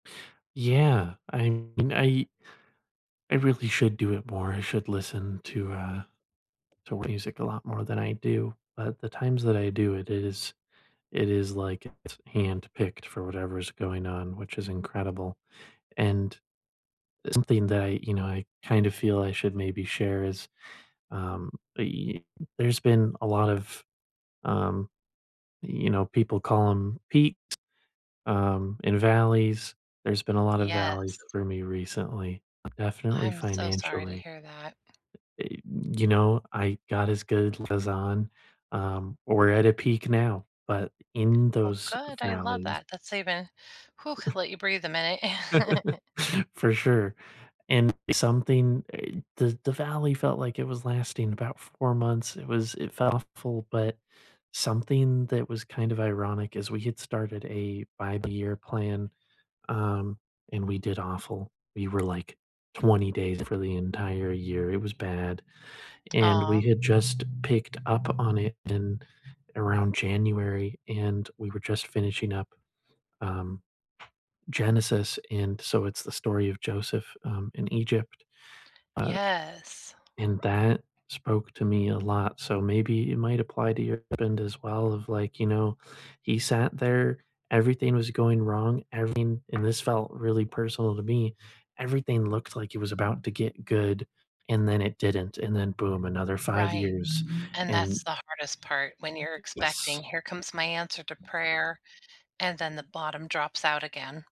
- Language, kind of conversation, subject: English, unstructured, What small rituals or treats do you enjoy to celebrate little milestones, and why do they matter?
- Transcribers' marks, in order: tapping; other noise; chuckle; other background noise